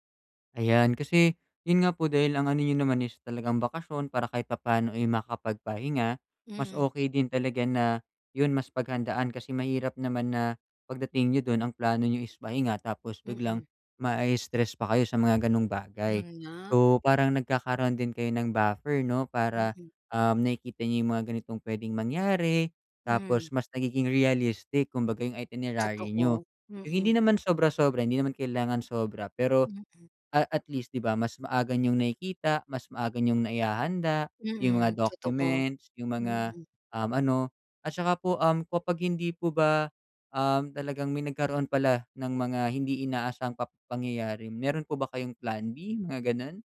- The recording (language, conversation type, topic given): Filipino, advice, Paano ko mababawasan ang stress kapag nagbibiyahe o nagbabakasyon ako?
- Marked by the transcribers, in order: in English: "buffer"; in English: "itinerary"